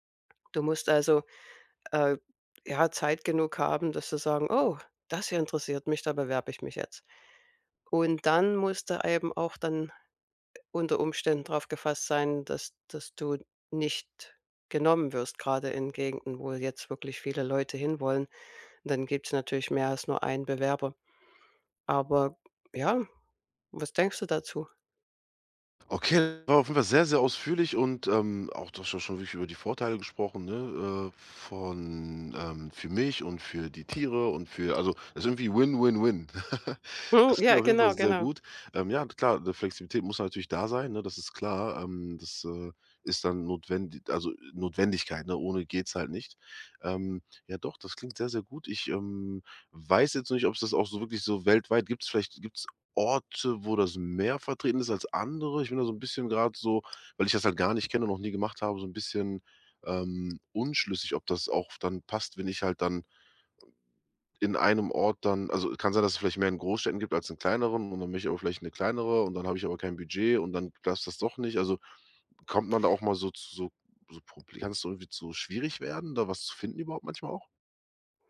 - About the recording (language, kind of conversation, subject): German, advice, Wie finde ich günstige Unterkünfte und Transportmöglichkeiten für Reisen?
- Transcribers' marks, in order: other background noise; in English: "win, win, win"; chuckle